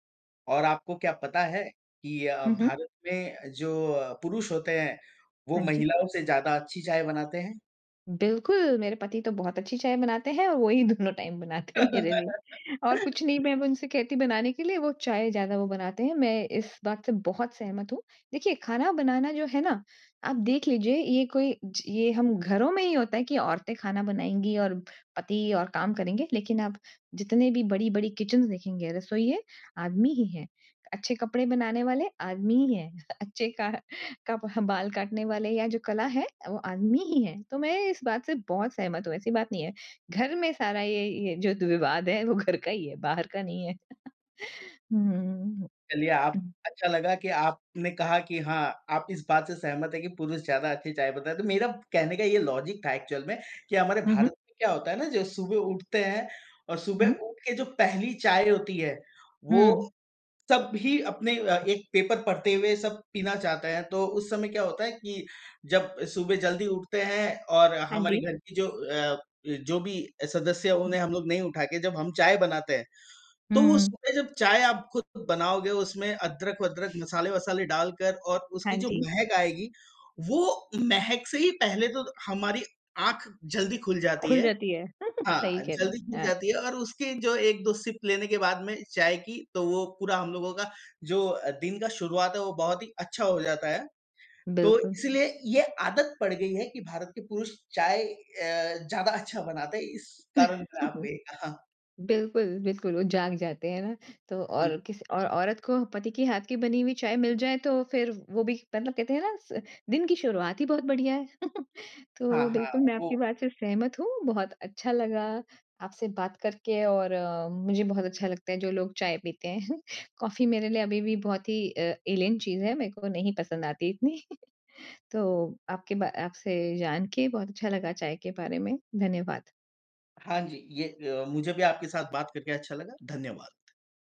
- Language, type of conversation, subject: Hindi, unstructured, आप चाय या कॉफी में से क्या पसंद करते हैं, और क्यों?
- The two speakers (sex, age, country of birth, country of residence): female, 40-44, India, Netherlands; male, 40-44, India, India
- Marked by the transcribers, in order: laughing while speaking: "दोनों टाइम बनाते हैं मेरे लिए"; laugh; in English: "टाइम"; in English: "किचन्स"; laughing while speaking: "अच्छे क कप"; laughing while speaking: "वो घर का ही है"; chuckle; other background noise; in English: "लॉजिक"; in English: "एक्चुअल"; chuckle; in English: "सिप"; chuckle; chuckle; chuckle; laughing while speaking: "इतनी"